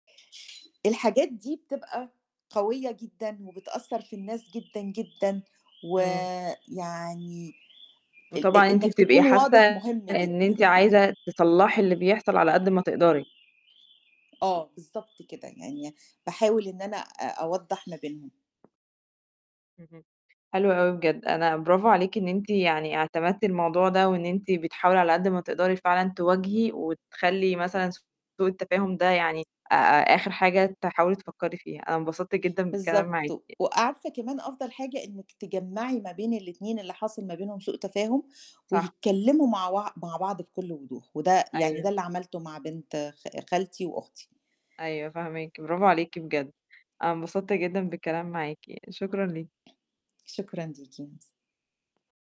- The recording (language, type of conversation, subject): Arabic, podcast, إزاي الافتراضات بتسبب سوء تفاهم بين الناس؟
- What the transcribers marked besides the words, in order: other background noise; siren; tapping; distorted speech